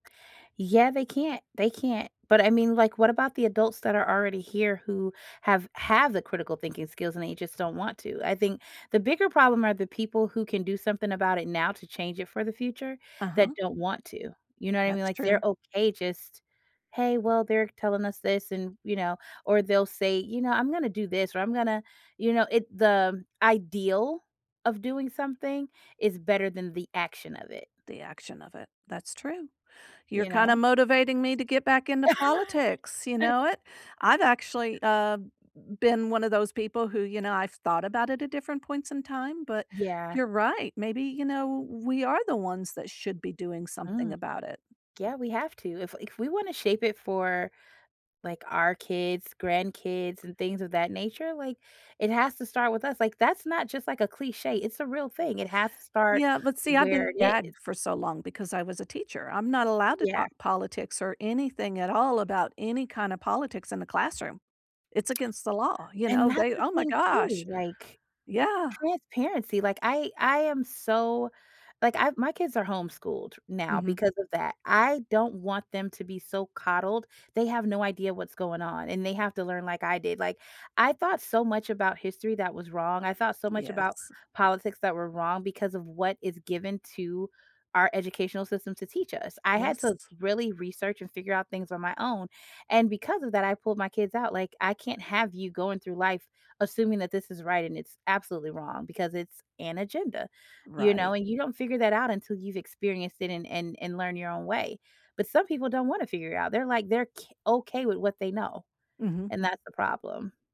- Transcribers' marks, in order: laugh; tapping
- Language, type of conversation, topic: English, unstructured, How does politics affect everyday life?
- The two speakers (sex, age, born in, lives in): female, 40-44, United States, United States; female, 55-59, United States, United States